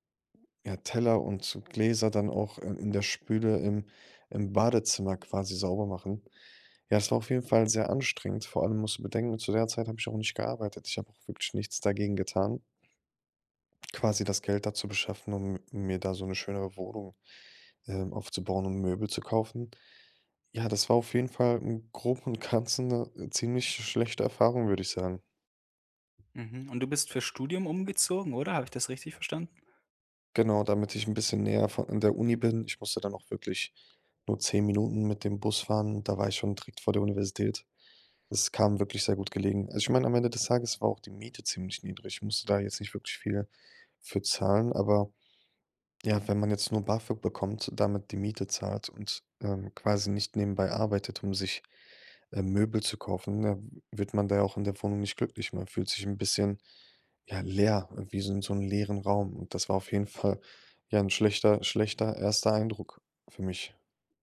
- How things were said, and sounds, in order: laughing while speaking: "Groben"
- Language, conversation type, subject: German, podcast, Wie war dein erster großer Umzug, als du zum ersten Mal allein umgezogen bist?